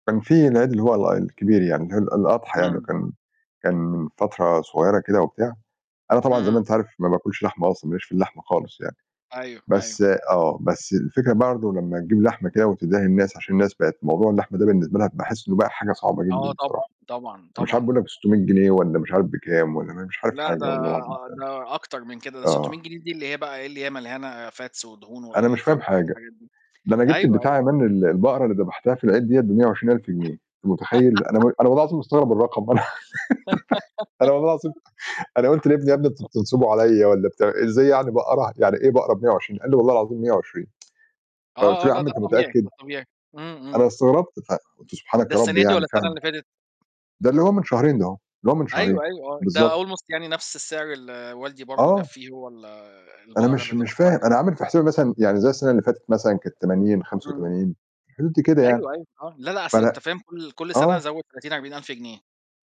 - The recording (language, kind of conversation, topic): Arabic, unstructured, إيه أكتر حاجة بتخليك تحس بالفخر بنفسك؟
- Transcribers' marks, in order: static; unintelligible speech; in English: "fats"; other background noise; laugh; laugh; laughing while speaking: "أنا والله"; laugh; tsk; in English: "almost"